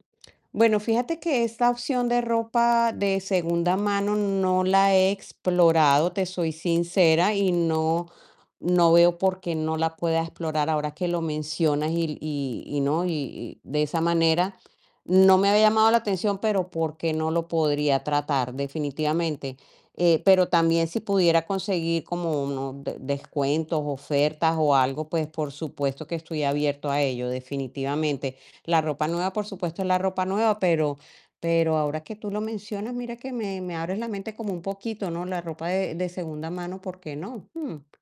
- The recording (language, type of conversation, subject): Spanish, advice, ¿Cómo puedo comprar ropa a la moda sin gastar demasiado dinero?
- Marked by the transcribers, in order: static